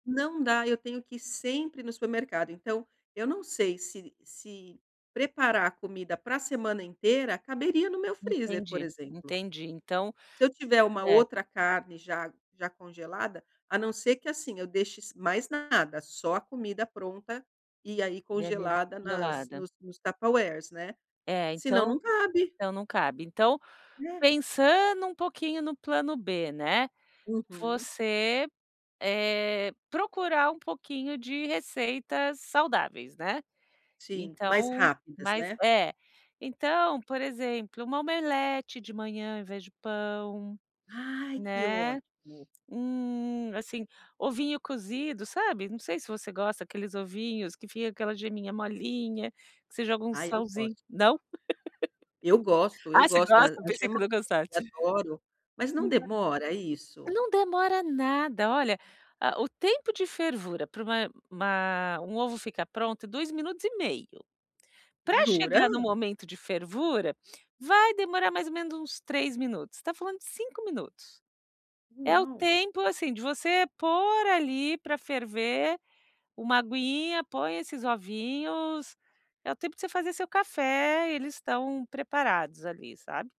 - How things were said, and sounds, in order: other background noise; laugh; unintelligible speech
- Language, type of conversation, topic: Portuguese, advice, Como equilibrar praticidade e saúde ao escolher alimentos industrializados?